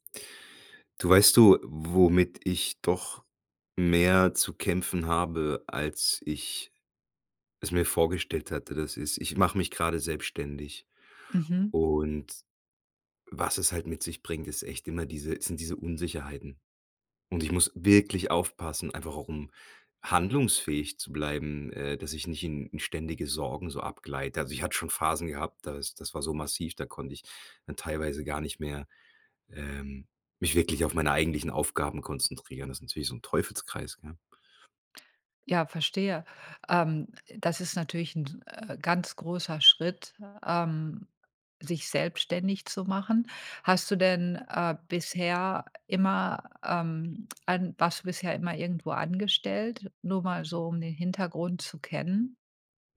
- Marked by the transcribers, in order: none
- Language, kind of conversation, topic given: German, advice, Wie geht ihr mit Zukunftsängsten und ständigem Grübeln um?